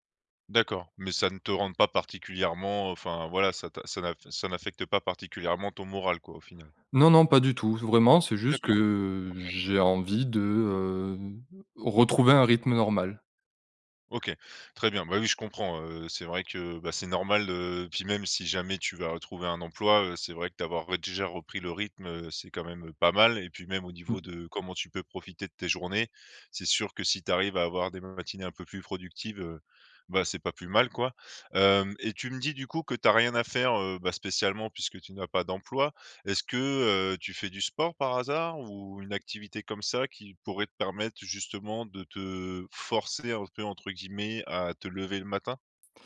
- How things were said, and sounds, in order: none
- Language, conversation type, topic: French, advice, Difficulté à créer une routine matinale stable